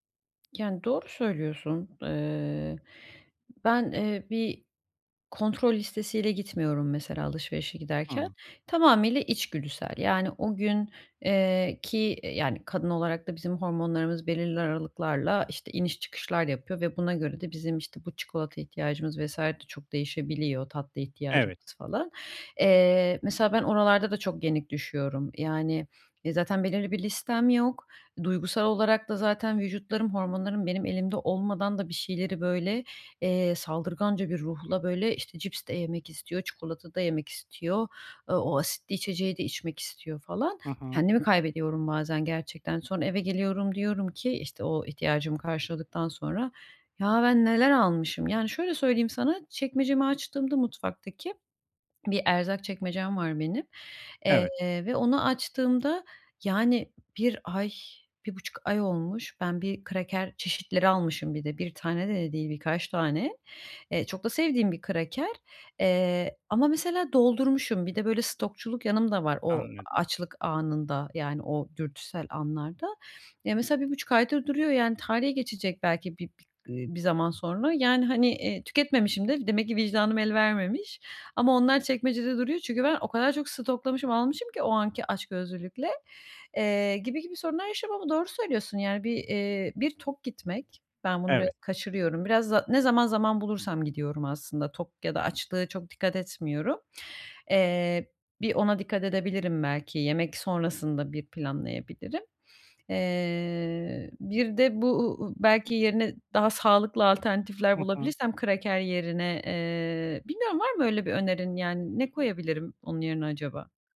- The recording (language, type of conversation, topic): Turkish, advice, Markette alışveriş yaparken nasıl daha sağlıklı seçimler yapabilirim?
- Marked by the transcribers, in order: none